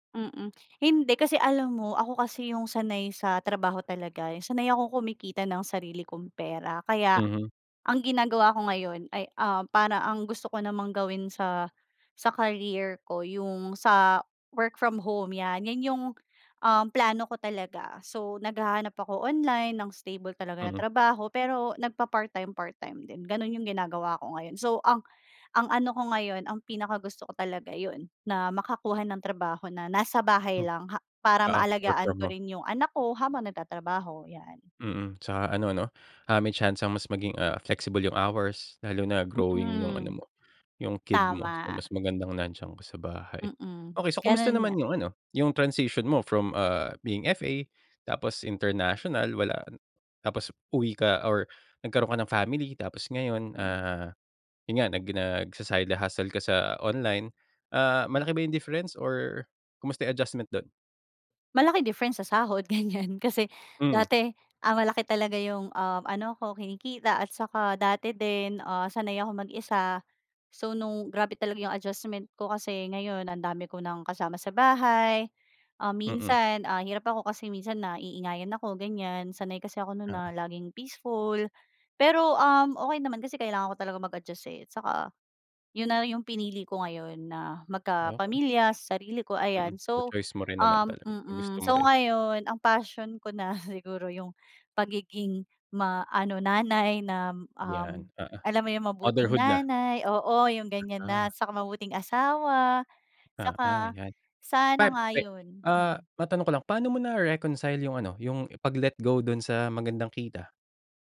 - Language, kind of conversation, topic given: Filipino, podcast, Paano ka nagpasya kung susundin mo ang hilig mo o ang mas mataas na sahod?
- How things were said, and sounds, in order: laughing while speaking: "ganiyan"; tapping; chuckle